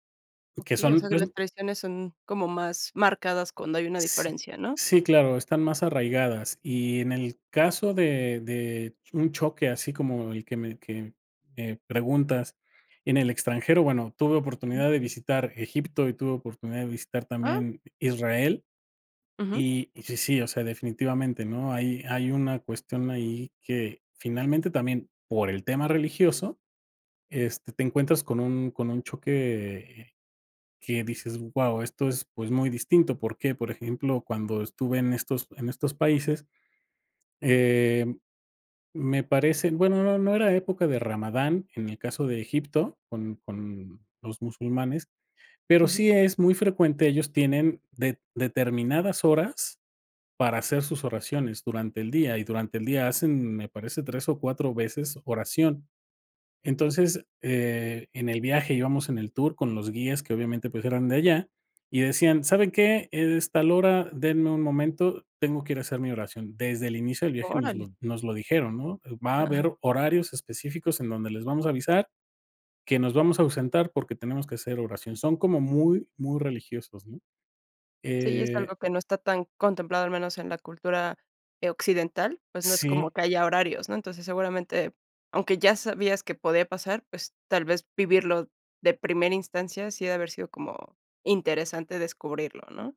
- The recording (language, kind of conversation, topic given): Spanish, podcast, ¿Qué aprendiste sobre la gente al viajar por distintos lugares?
- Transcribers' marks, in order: other background noise